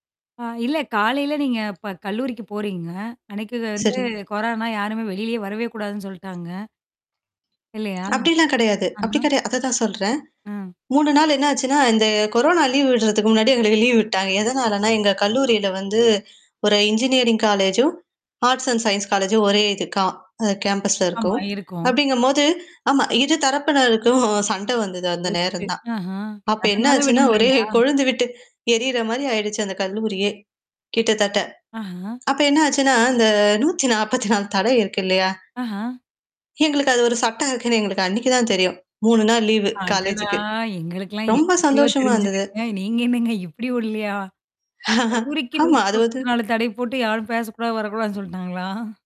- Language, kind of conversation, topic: Tamil, podcast, காலை எழுந்ததும் உங்கள் வீட்டில் என்னென்ன நடக்கிறது?
- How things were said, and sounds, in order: tapping; mechanical hum; static; other noise; other background noise; in English: "ஆர்ட்ஸ் அண்ட் சயின்ஸ் காலேஜும்"; in English: "கேம்பஸ்ல"; laughing while speaking: "இந்த நூத்தி நாப்பத்தி நாலு தடை இருக்கு இல்லையா?"; distorted speech; laugh; "அதாவதுப்" said as "அதுவது"